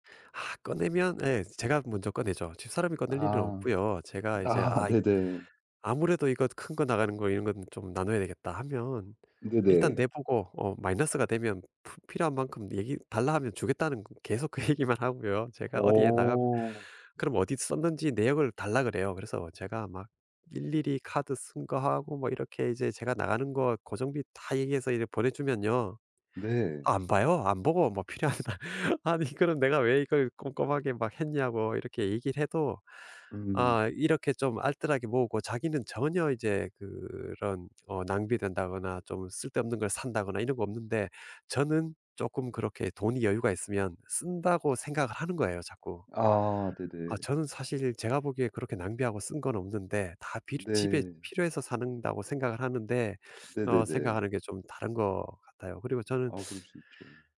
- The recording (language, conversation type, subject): Korean, advice, 파트너와 생활비 분담 문제로 자주 다투는데 어떻게 해야 하나요?
- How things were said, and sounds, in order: sigh; laughing while speaking: "그 얘기만"; laughing while speaking: "필요하다"; "산다고" said as "사는다고"; other background noise